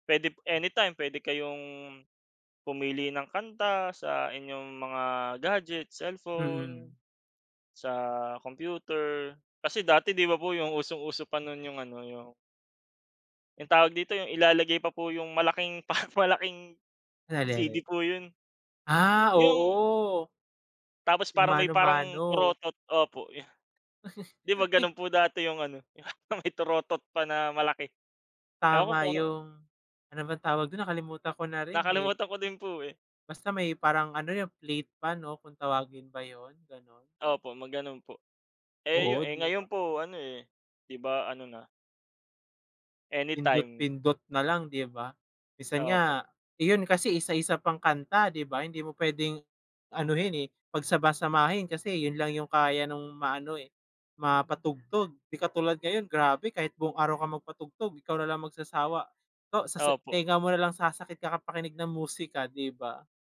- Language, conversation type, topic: Filipino, unstructured, Anu-ano ang mga tuklas sa agham na nagpapasaya sa iyo?
- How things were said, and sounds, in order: "Pwede" said as "pwedep"; laughing while speaking: "parang"; chuckle; laughing while speaking: "yung may torotot pa"